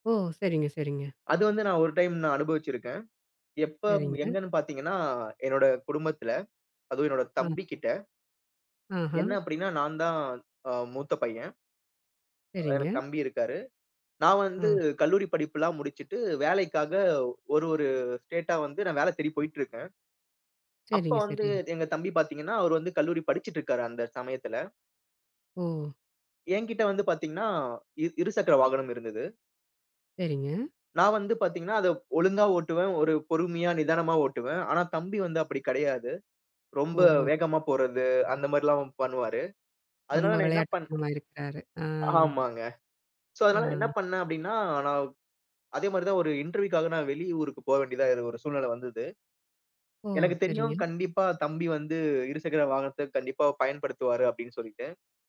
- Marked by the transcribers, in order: in English: "ஸ்டேட்டா"; drawn out: "அ"; in English: "சோ"; in English: "இன்டர்வியூக்காக"
- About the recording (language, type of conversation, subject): Tamil, podcast, உங்கள் உள்ளுணர்வையும் பகுப்பாய்வையும் எப்படிச் சமநிலைப்படுத்துகிறீர்கள்?
- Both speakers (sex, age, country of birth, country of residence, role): female, 40-44, India, India, host; male, 30-34, India, India, guest